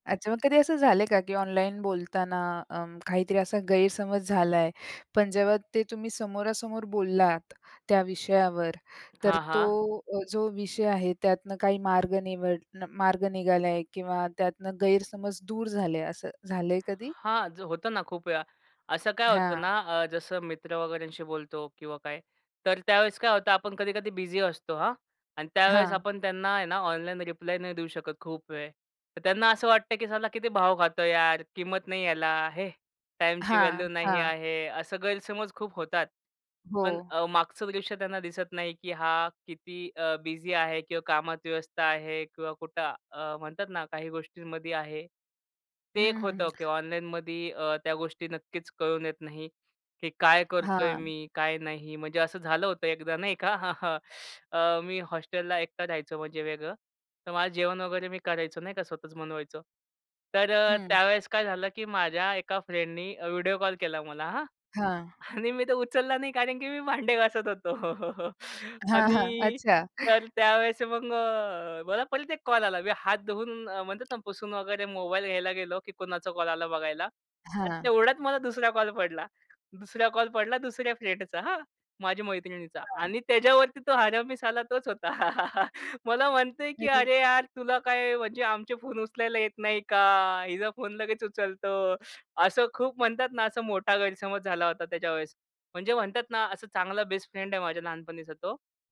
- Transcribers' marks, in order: tapping; other background noise; in English: "व्हॅल्यू"; chuckle; in English: "फ्रेंडनी"; laughing while speaking: "आणि"; laughing while speaking: "भांडे घासत होतो"; chuckle; in English: "फ्रेंडचा"; chuckle; other noise; in English: "बेस्ट फ्रेंड"
- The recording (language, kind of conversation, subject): Marathi, podcast, ऑनलाईन आणि समोरासमोरच्या संवादातला फरक तुम्हाला कसा जाणवतो?